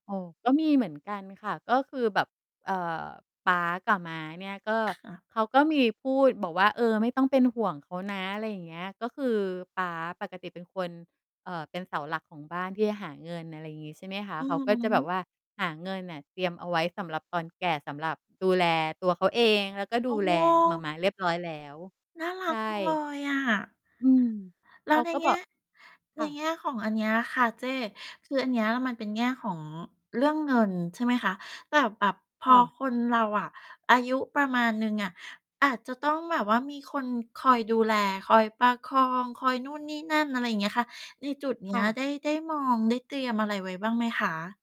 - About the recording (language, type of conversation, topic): Thai, podcast, ครอบครัวไทยคาดหวังให้ลูกดูแลพ่อแม่ตอนแก่หรือไม่?
- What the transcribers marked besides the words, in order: other background noise; distorted speech; mechanical hum